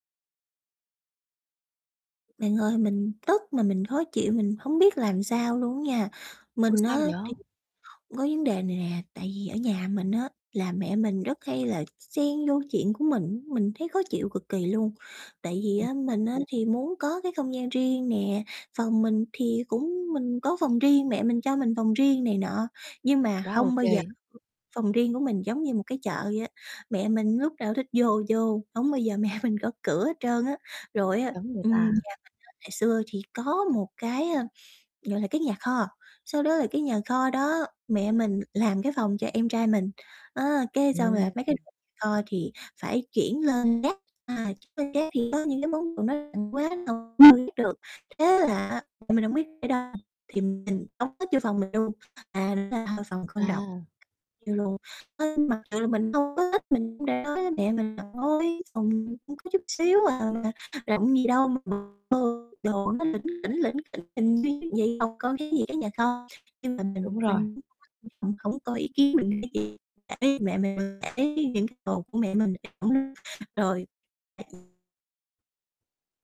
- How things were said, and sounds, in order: distorted speech; tapping; other background noise; laughing while speaking: "mẹ"; unintelligible speech
- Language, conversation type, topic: Vietnamese, advice, Làm sao để đặt ranh giới rõ ràng với người thân?